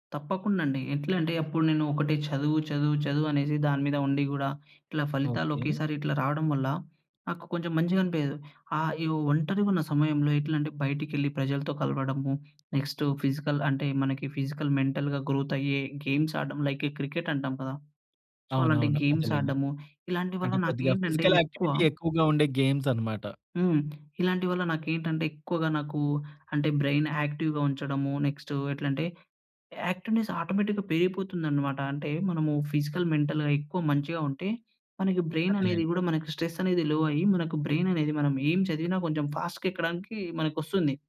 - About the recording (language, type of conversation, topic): Telugu, podcast, ఒంటరిగా అనిపించినప్పుడు ముందుగా మీరు ఏం చేస్తారు?
- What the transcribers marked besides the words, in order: other background noise; tapping; in English: "ఫిజికల్"; in English: "ఫిజికల్, మెంటల్‌గా"; in English: "గేమ్స్"; in English: "లైక్"; in English: "సో"; in English: "గేమ్స్"; in English: "ఫిజికల్ యాక్టివిటీ"; in English: "గేమ్స్"; in English: "బ్రైన్ యాక్టివ్‌గా"; in English: "నెక్స్ట్"; in English: "యాక్టివ్‌నెస్ ఆటోమేటిక్‌గా"; in English: "ఫిజికల్, మెంటల్‌గా"; in English: "బ్రైన్"; in English: "స్ట్రెస్"; in English: "లో"; in English: "బ్రైన్"; in English: "ఫాస్ట్‌గా"